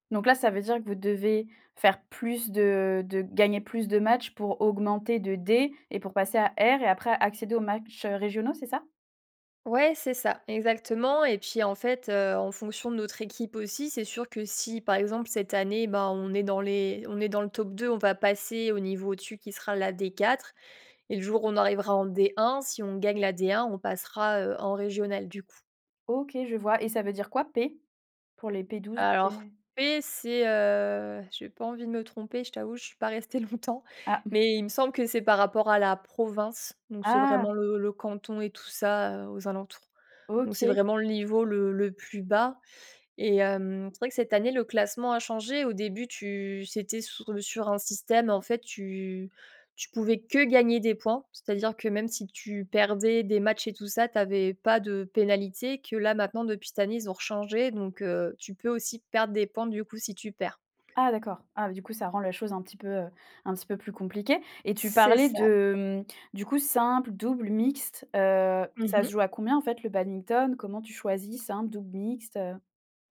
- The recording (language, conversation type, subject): French, podcast, Quel passe-temps t’occupe le plus ces derniers temps ?
- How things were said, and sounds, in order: chuckle; stressed: "que"; tapping